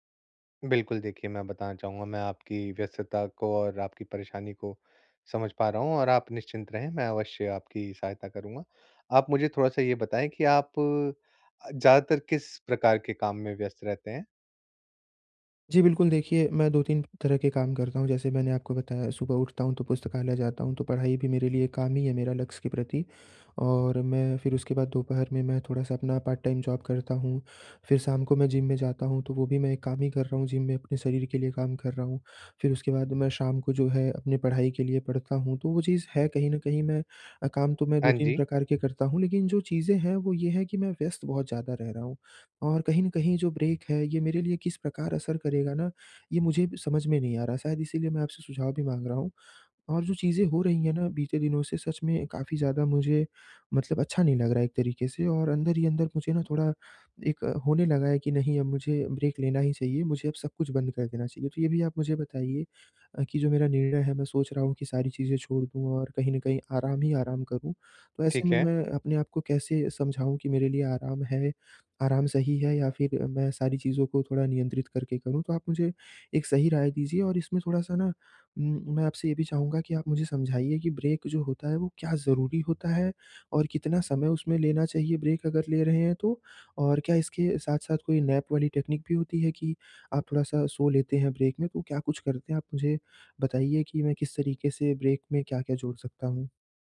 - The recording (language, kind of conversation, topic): Hindi, advice, व्यस्तता में काम के बीच छोटे-छोटे सचेत विराम कैसे जोड़ूँ?
- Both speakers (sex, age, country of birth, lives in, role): male, 20-24, India, India, user; male, 25-29, India, India, advisor
- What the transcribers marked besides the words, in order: in English: "पार्ट टाइम जॉब"; in English: "ब्रेक"; in English: "ब्रेक"; in English: "ब्रेक"; in English: "ब्रेक"; in English: "नैप"; in English: "टेक्निक"; in English: "ब्रेक"; in English: "ब्रेक"